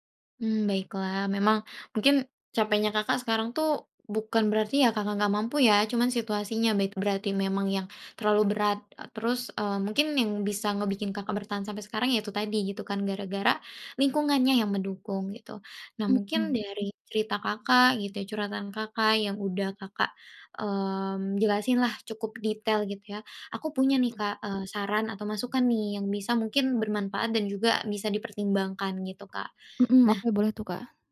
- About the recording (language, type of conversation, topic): Indonesian, advice, Bagaimana cara berhenti menunda semua tugas saat saya merasa lelah dan bingung?
- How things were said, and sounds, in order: none